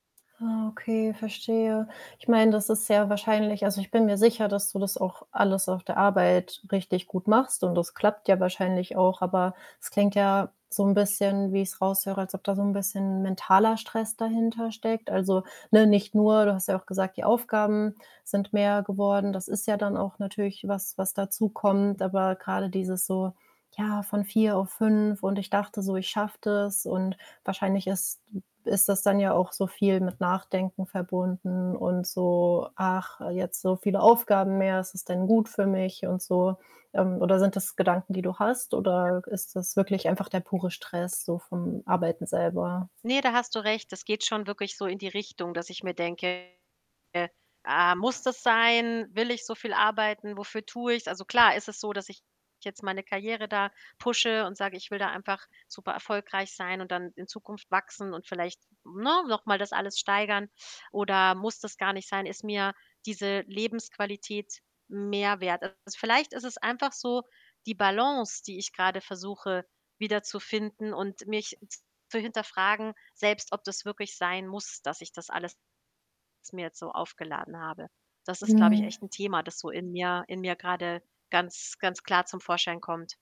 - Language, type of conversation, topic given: German, advice, Warum wache ich nachts ständig ohne erkennbaren Grund auf?
- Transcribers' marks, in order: static; tapping; other background noise; distorted speech